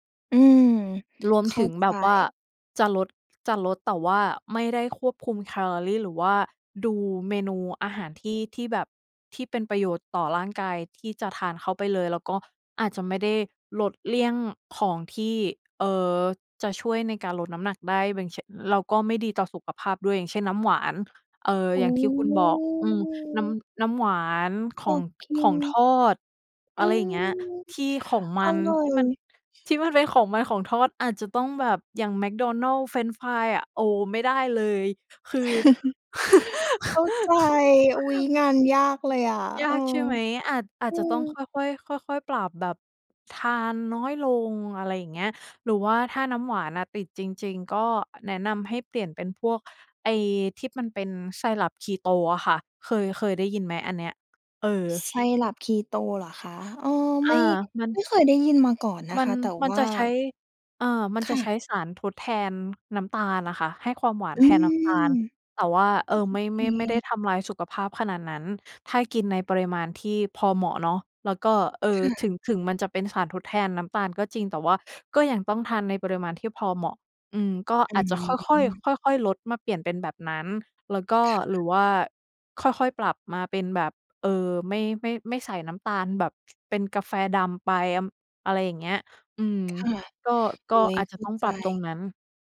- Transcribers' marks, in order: other noise; unintelligible speech; drawn out: "โอ้"; chuckle; laugh; tapping; unintelligible speech
- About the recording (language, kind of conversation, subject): Thai, advice, อยากลดน้ำหนักแต่หิวยามดึกและกินจุบจิบบ่อย ควรทำอย่างไร?